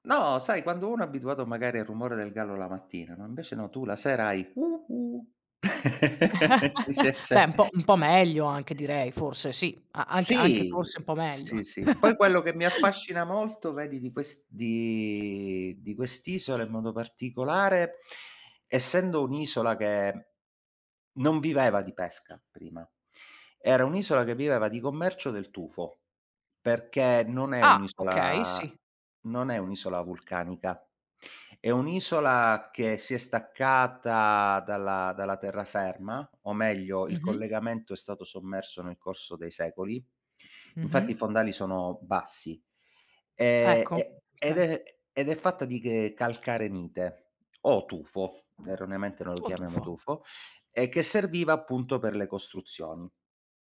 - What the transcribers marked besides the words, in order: chuckle; put-on voice: "cu cu"; chuckle; unintelligible speech; other background noise; chuckle; tapping; drawn out: "isola"
- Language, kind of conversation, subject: Italian, podcast, Qual è un luogo naturale in cui ti senti davvero bene?